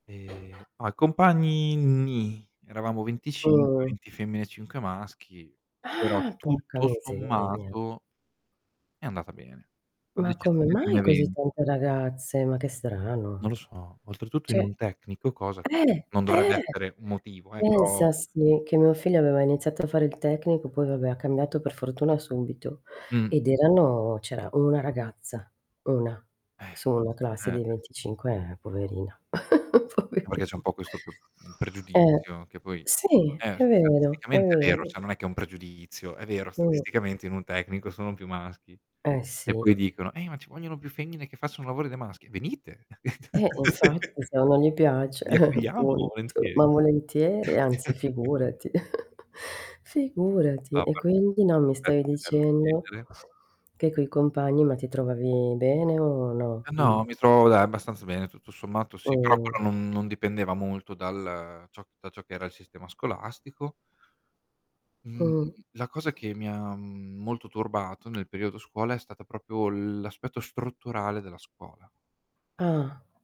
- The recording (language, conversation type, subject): Italian, unstructured, Che cosa ti ha deluso di più nella scuola?
- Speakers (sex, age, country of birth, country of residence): female, 50-54, Italy, Italy; male, 25-29, Italy, Italy
- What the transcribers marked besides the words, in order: drawn out: "E"; other background noise; distorted speech; static; surprised: "Ah"; "Cioè" said as "ceh"; chuckle; laughing while speaking: "poveri"; "cioè" said as "ceh"; tapping; put-on voice: "Eh, ma ci vogliono più femmine che facciano lavori da maschi"; giggle; chuckle; giggle; unintelligible speech; "proprio" said as "propio"